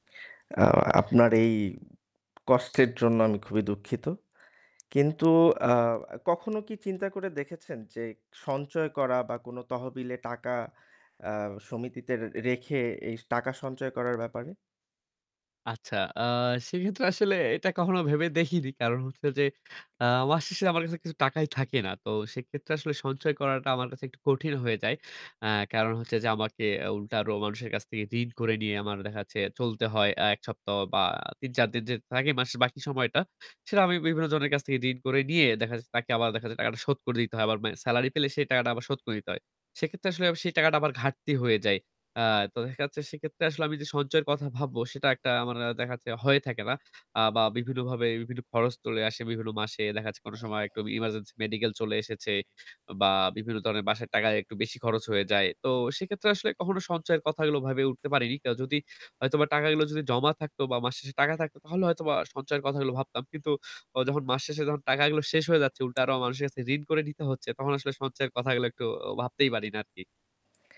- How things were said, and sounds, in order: static; unintelligible speech; tapping; unintelligible speech; other background noise
- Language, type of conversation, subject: Bengali, advice, মাসের শেষে আপনার টাকাপয়সা কেন শেষ হয়ে যায়?